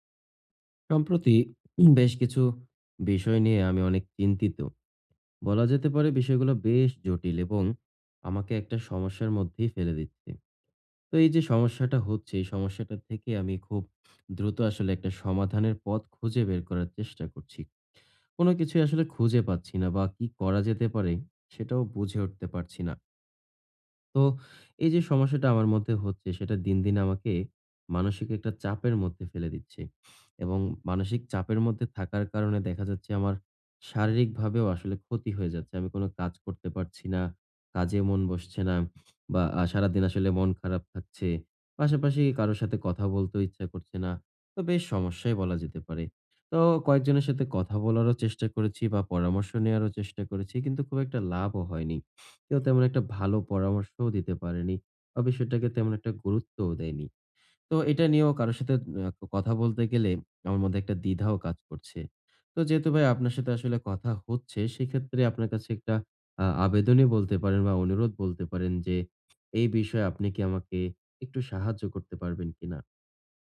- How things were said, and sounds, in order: throat clearing
- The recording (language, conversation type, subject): Bengali, advice, ছুটির দিনে কীভাবে চাপ ও হতাশা কমাতে পারি?